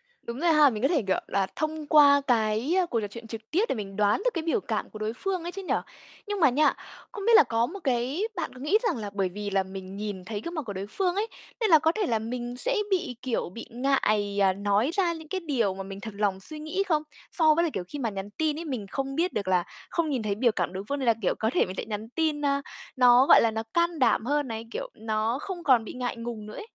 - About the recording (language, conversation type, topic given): Vietnamese, podcast, Bạn cân bằng giữa trò chuyện trực tiếp và nhắn tin như thế nào?
- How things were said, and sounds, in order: none